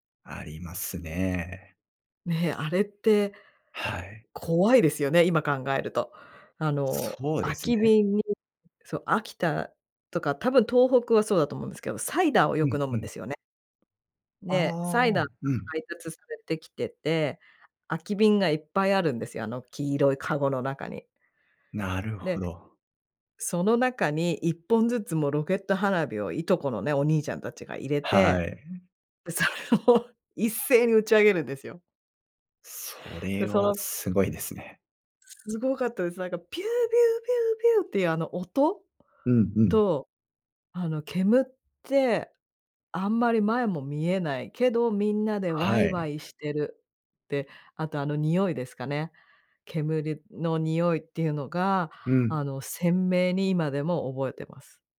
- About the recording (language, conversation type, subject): Japanese, podcast, 子どもの頃の一番の思い出は何ですか？
- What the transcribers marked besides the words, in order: laughing while speaking: "で、それを"